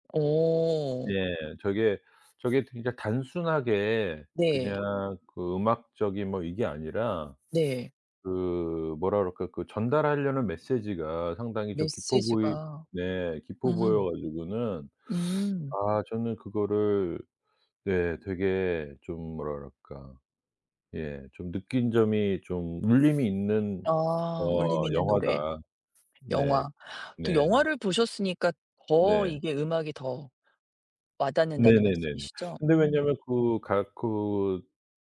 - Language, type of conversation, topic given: Korean, podcast, 좋아하는 음악 장르는 무엇이고, 왜 좋아하시나요?
- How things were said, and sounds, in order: other background noise